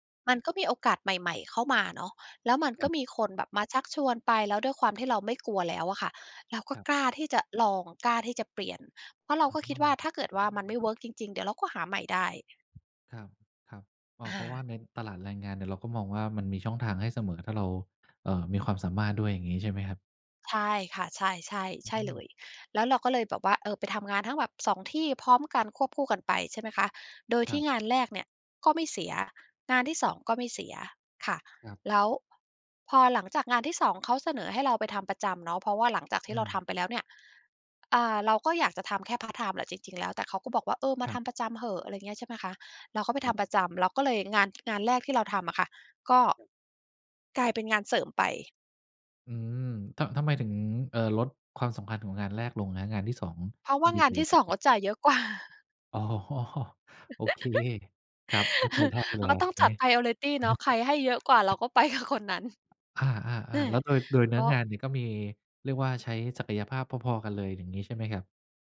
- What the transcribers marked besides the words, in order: other background noise; tapping; laughing while speaking: "กว่า"; chuckle; laughing while speaking: "อ๋อ"; chuckle; in English: "priority"; chuckle; laughing while speaking: "ไป"
- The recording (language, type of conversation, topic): Thai, podcast, ตอนเปลี่ยนงาน คุณกลัวอะไรมากที่สุด และรับมืออย่างไร?